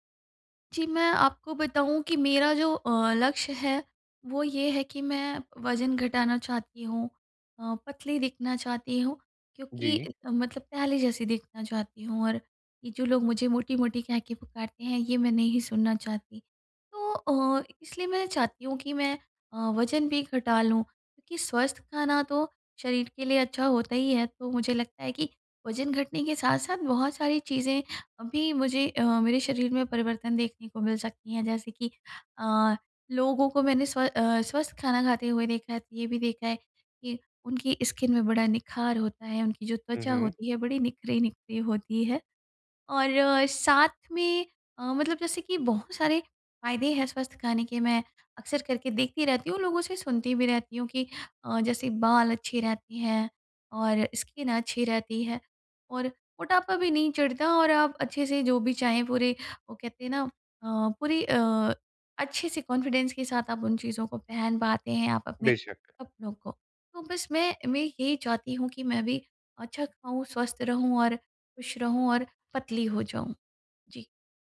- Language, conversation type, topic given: Hindi, advice, मैं सामाजिक आयोजनों में स्वस्थ और संतुलित भोजन विकल्प कैसे चुनूँ?
- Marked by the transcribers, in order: in English: "स्किन"; in English: "स्किन"; in English: "कॉन्फिडेंस"